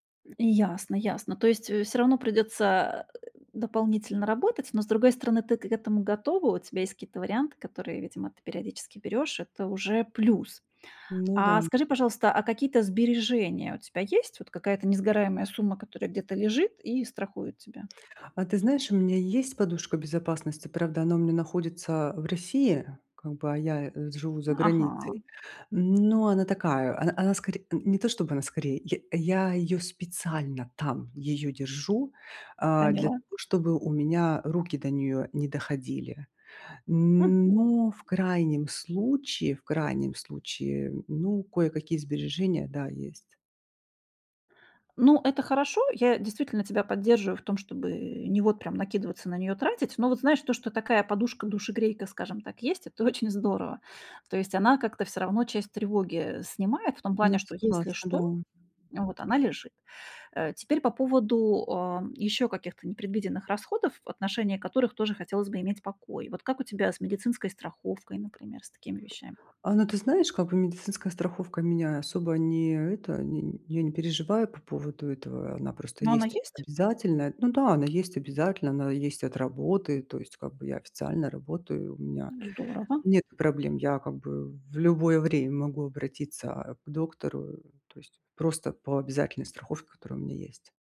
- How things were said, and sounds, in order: tapping; other noise; other background noise
- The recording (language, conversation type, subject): Russian, advice, Как лучше управлять ограниченным бюджетом стартапа?